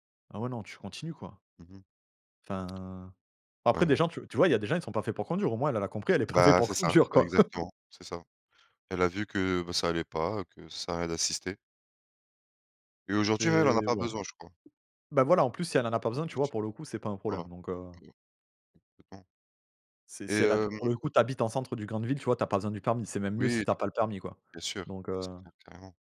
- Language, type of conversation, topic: French, unstructured, Qu’est-ce qui te fait perdre patience dans les transports ?
- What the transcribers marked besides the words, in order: laughing while speaking: "est pas fait pour conduire"; chuckle; tapping